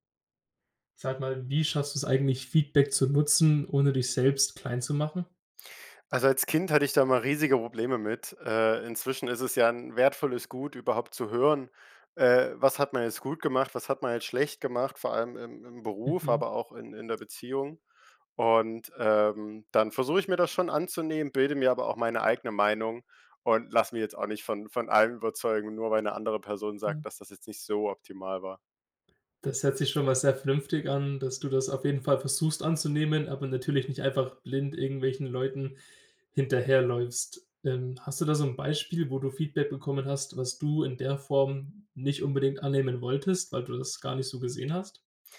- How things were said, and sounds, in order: none
- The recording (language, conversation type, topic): German, podcast, Wie kannst du Feedback nutzen, ohne dich kleinzumachen?